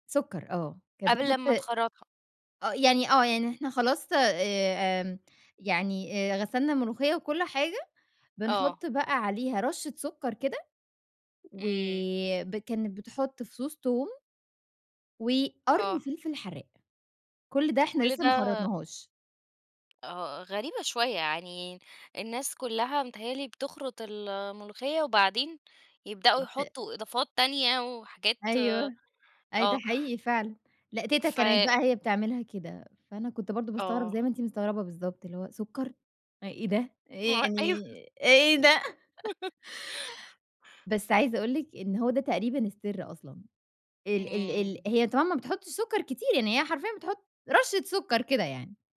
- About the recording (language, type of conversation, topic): Arabic, podcast, إيه أكتر طبق بتحبه في البيت وليه بتحبه؟
- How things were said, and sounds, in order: laughing while speaking: "ما أيوه"; laugh; tapping